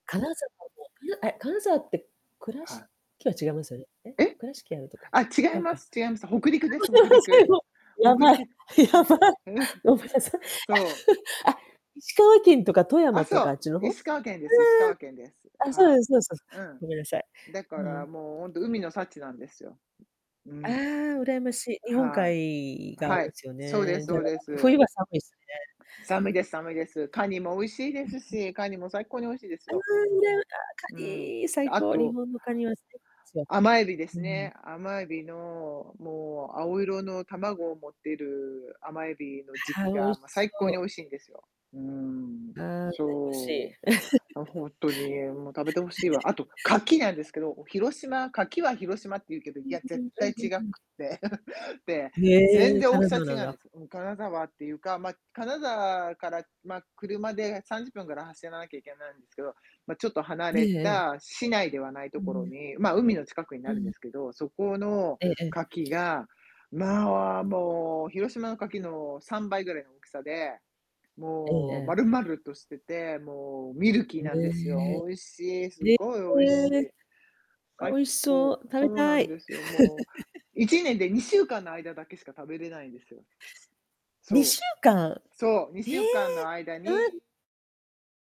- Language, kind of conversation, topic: Japanese, unstructured, 食べ物にまつわるご家族の伝統はありますか？
- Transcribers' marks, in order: unintelligible speech; laughing while speaking: "せん、も。やばい。やばい。ごめんなさい"; laugh; other background noise; distorted speech; unintelligible speech; laugh; chuckle; laugh; chuckle